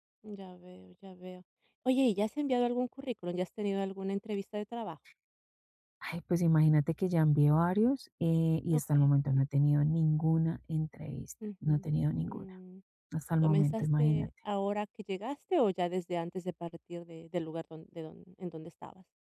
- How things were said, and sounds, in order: none
- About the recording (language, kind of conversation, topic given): Spanish, advice, ¿Cómo puedo manejar el miedo a intentar cosas nuevas?